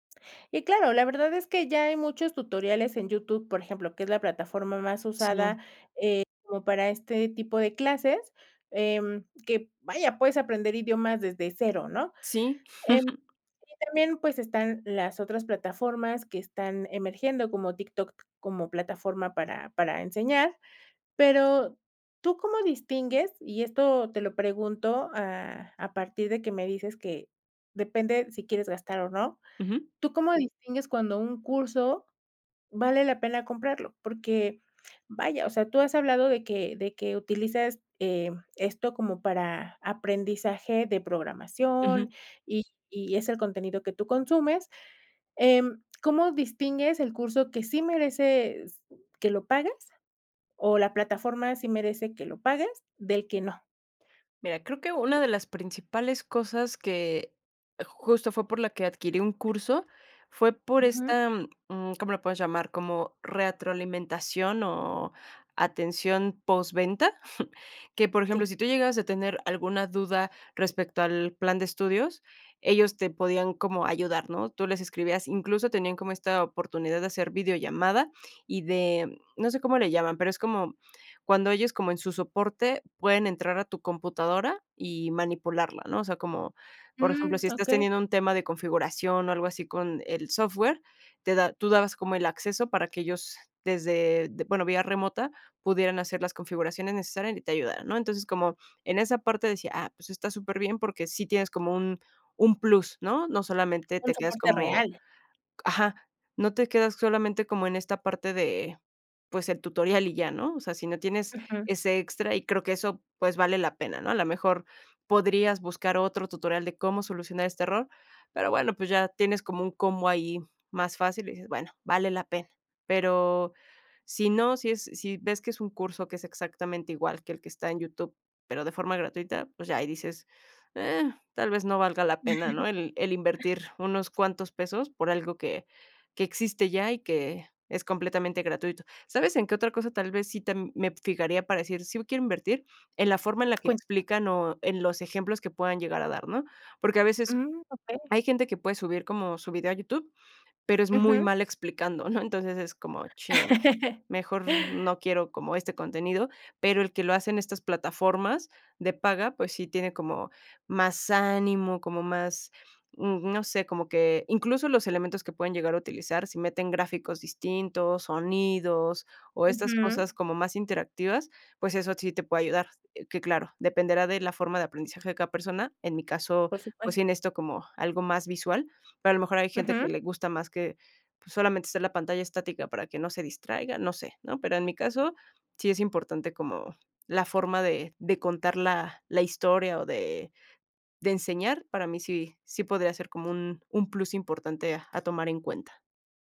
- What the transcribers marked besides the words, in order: chuckle; other noise; other background noise; chuckle; chuckle; chuckle; laugh
- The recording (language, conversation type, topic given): Spanish, podcast, ¿Cómo usas internet para aprender de verdad?